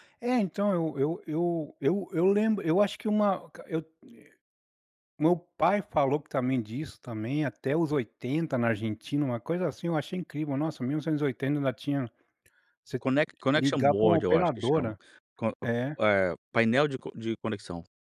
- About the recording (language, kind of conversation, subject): Portuguese, podcast, Como lidar com grupos do WhatsApp muito ativos?
- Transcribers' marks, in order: tapping; in English: "connection board"